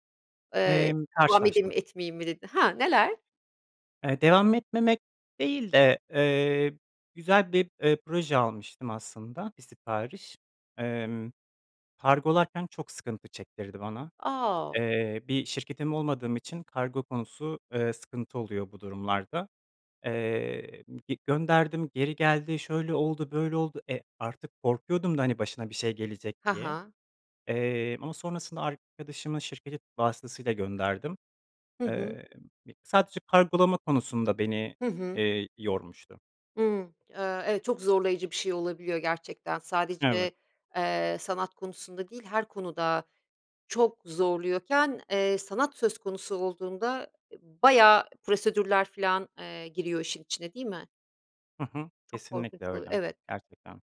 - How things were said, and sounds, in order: other background noise; tapping
- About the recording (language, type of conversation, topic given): Turkish, podcast, Sanat ve para arasında nasıl denge kurarsın?